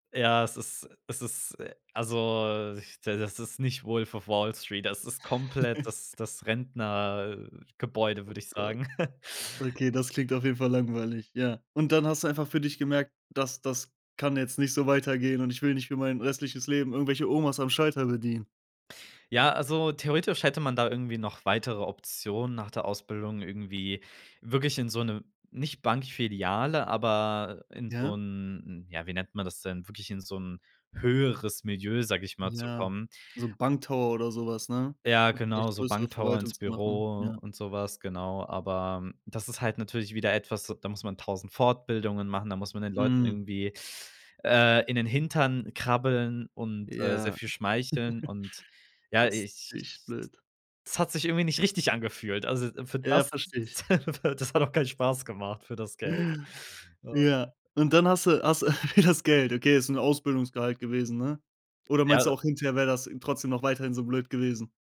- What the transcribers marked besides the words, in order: laugh; laugh; inhale; laugh; laugh; laughing while speaking: "das hat doch"; laugh; giggle; laughing while speaking: "wie"
- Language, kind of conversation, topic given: German, podcast, Was hat dich zu deinem Karrierewechsel bewegt?